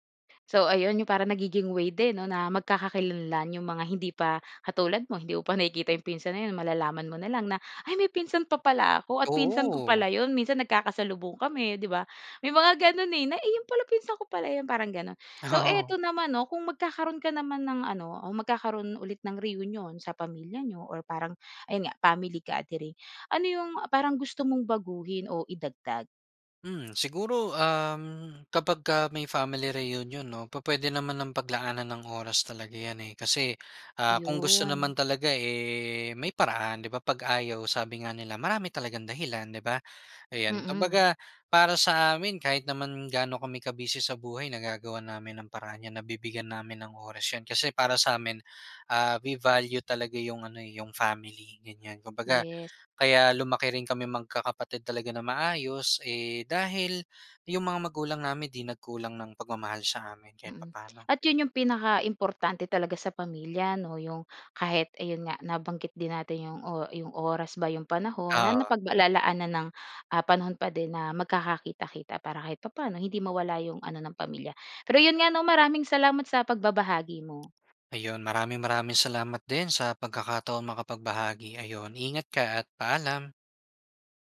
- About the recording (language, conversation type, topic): Filipino, podcast, Ano ang pinaka-hindi mo malilimutang pagtitipon ng pamilya o reunion?
- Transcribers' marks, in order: laughing while speaking: "Oo"; "family" said as "pamily"; tongue click